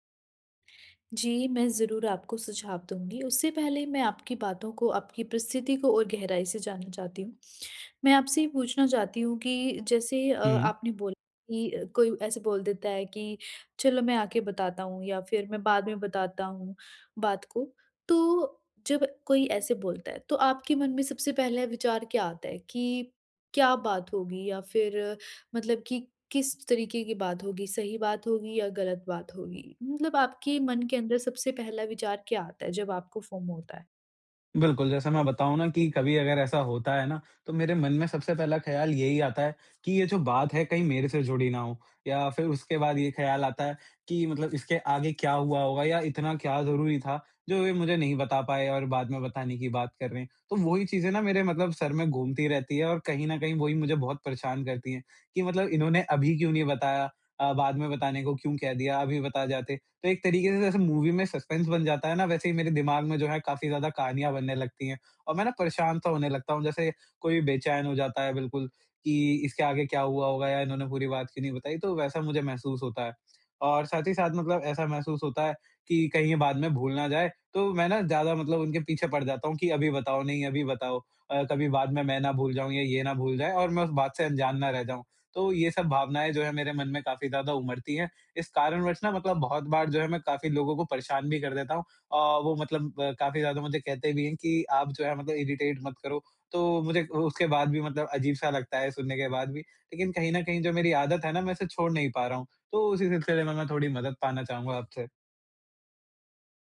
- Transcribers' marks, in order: in English: "फ़ोमो"; in English: "मूवी"; in English: "सस्पेंस"; in English: "इरिटेट"
- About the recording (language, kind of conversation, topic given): Hindi, advice, मैं ‘छूट जाने के डर’ (FOMO) के दबाव में रहते हुए अपनी सीमाएँ तय करना कैसे सीखूँ?
- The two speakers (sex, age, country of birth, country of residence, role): female, 40-44, India, India, advisor; male, 45-49, India, India, user